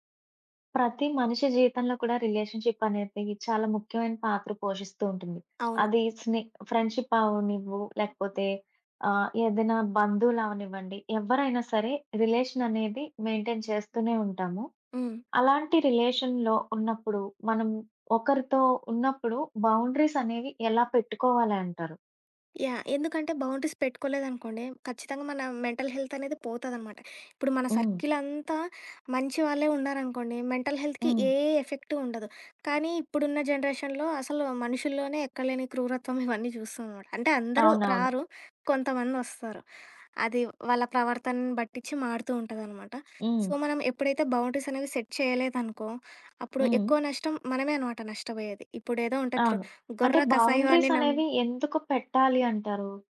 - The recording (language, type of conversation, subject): Telugu, podcast, ఎవరితోనైనా సంబంధంలో ఆరోగ్యకరమైన పరిమితులు ఎలా నిర్ణయించి పాటిస్తారు?
- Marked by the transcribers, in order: in English: "రిలేషన్"; in English: "మెయిన్‌టైన్"; in English: "రిలేషన్‌లో"; in English: "బౌండరీస్"; in English: "బౌండ‌రీస్"; in English: "మెంటల్"; in English: "మెంటల్ హెల్త్‌కి"; in English: "జనరేషన్‌లో"; giggle; in English: "సో"; in English: "సెట్"